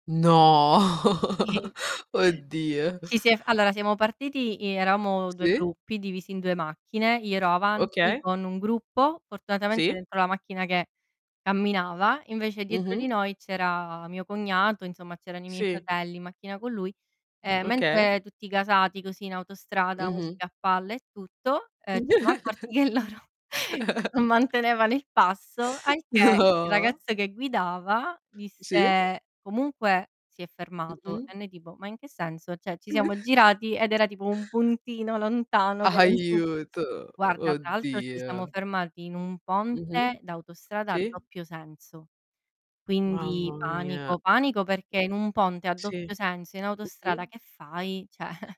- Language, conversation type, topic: Italian, unstructured, Come affronti le difficoltà durante un viaggio?
- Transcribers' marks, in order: chuckle; tapping; "eravamo" said as "eraamo"; other background noise; distorted speech; chuckle; laughing while speaking: "loro"; chuckle; chuckle; "Cioè" said as "ceh"; "Cioè" said as "ceh"; chuckle